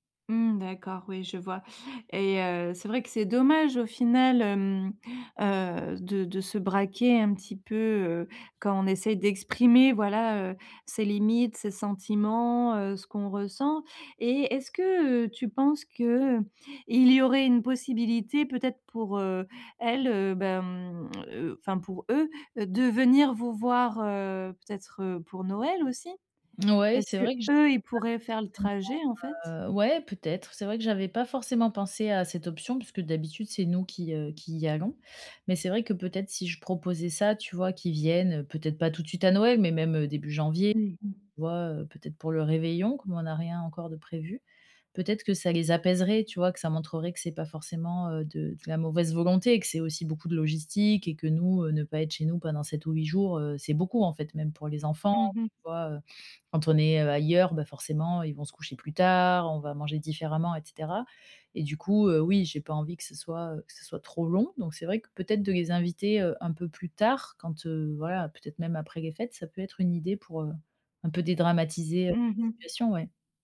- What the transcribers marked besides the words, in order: tapping
- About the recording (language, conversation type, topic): French, advice, Comment dire non à ma famille sans me sentir obligé ?